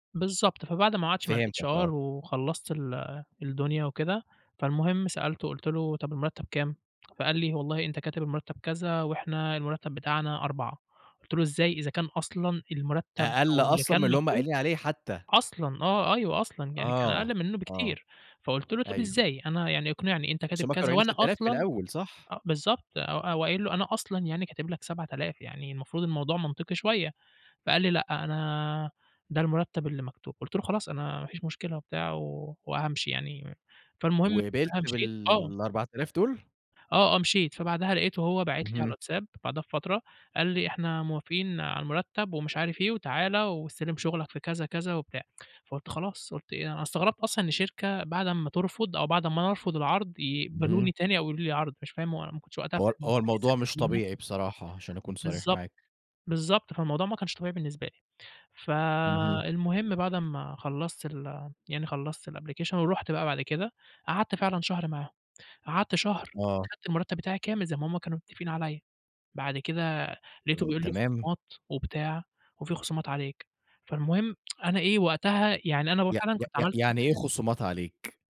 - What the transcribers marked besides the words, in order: "قعدت" said as "قعدش"; in English: "الHR"; tsk; unintelligible speech; in English: "الapplication"; tapping; tsk
- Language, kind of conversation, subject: Arabic, podcast, إزاي تتعامل مع مرتب أقل من اللي كنت متوقعه؟